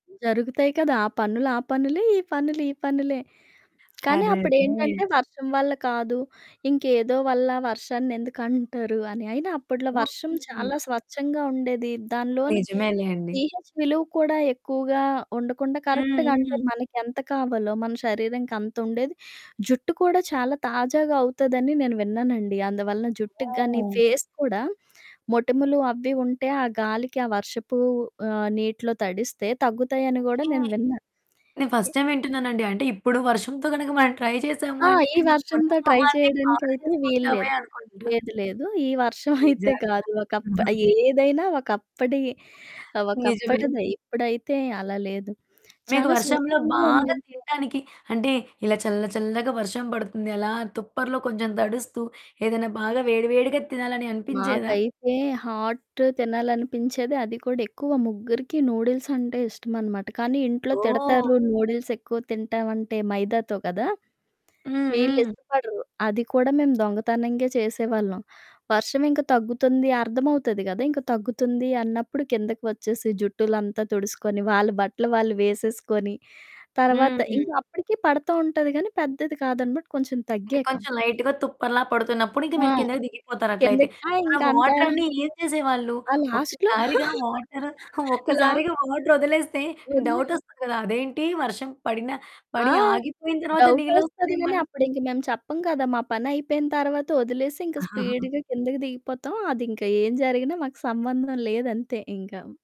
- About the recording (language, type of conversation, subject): Telugu, podcast, మీకు వర్షంలో బయట నడవడం ఇష్టమా? ఎందుకు?
- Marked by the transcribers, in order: other background noise; static; distorted speech; in English: "పీహెచ్"; in English: "కరెక్ట్‌గా"; tapping; in English: "ఫేస్"; in English: "ఫస్ట్ టైమ్"; in English: "ట్రై"; in English: "ట్రై"; chuckle; unintelligible speech; in English: "లైట్‌గా"; in English: "లాస్ట్‌లో"; laugh; in English: "వాటర్"; laughing while speaking: "ఒక్కసారిగా వాటరొదిలేస్తే డౌటొస్తది కదా!"; in English: "స్పీడ్‌గా"; chuckle